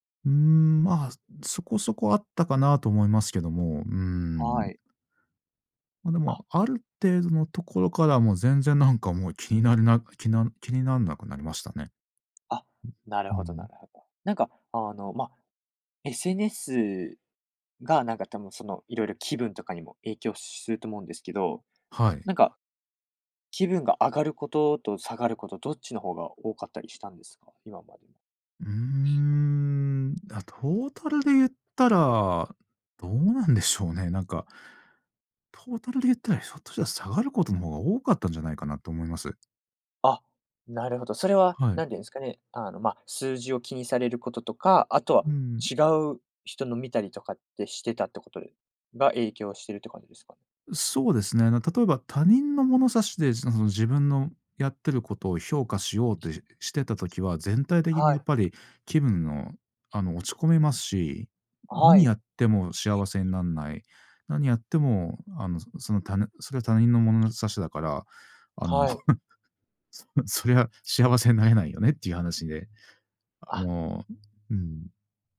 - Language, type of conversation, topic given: Japanese, podcast, SNSと気分の関係をどう捉えていますか？
- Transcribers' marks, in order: chuckle